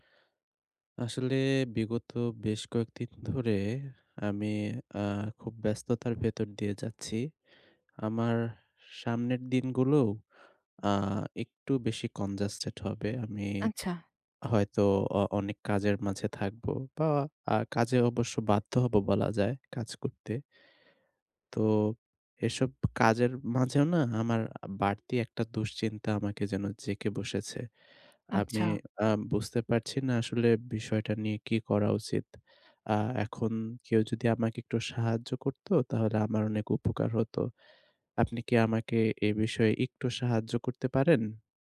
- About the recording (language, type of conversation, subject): Bengali, advice, সপ্তাহান্তে ভ্রমণ বা ব্যস্ততা থাকলেও টেকসইভাবে নিজের যত্নের রুটিন কীভাবে বজায় রাখা যায়?
- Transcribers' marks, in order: in English: "কনজাস্টেড"; tapping